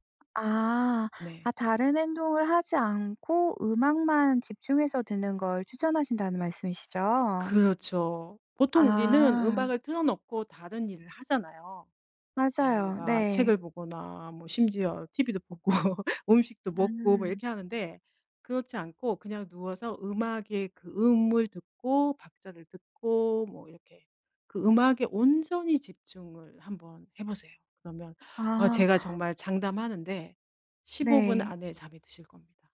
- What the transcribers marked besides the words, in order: other background noise; laughing while speaking: "보고"; gasp
- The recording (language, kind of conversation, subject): Korean, advice, 아침에 일어나기 힘들어 중요한 일정을 자주 놓치는데 어떻게 하면 좋을까요?